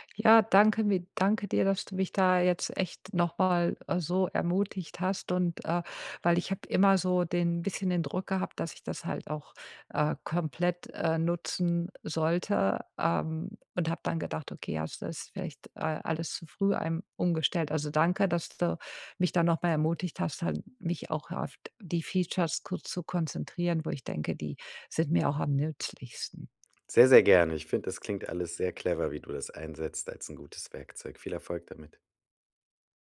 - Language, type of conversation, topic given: German, advice, Wie kann ich Tracking-Routinen starten und beibehalten, ohne mich zu überfordern?
- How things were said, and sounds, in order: none